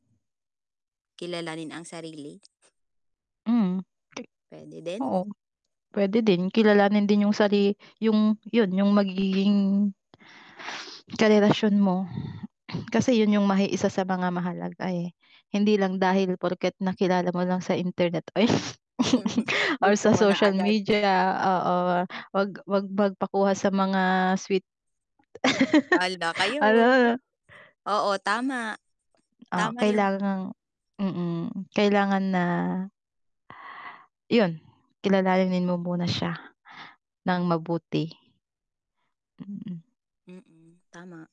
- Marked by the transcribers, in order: static; mechanical hum; chuckle; chuckle; chuckle
- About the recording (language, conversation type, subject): Filipino, unstructured, Paano mo malalaman kung handa ka na para sa isang seryosong relasyon?